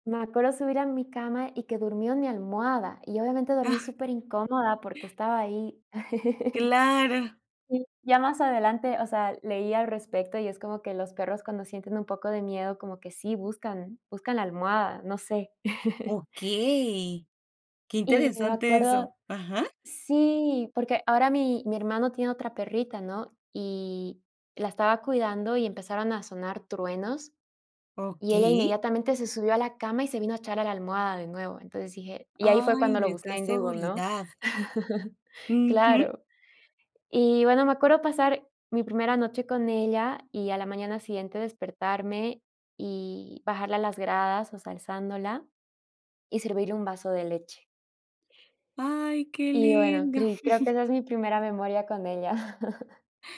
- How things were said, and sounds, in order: chuckle; laugh; chuckle; laugh; other background noise; chuckle; chuckle
- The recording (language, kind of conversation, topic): Spanish, podcast, ¿Cuál es un recuerdo de tu infancia que nunca podrás olvidar?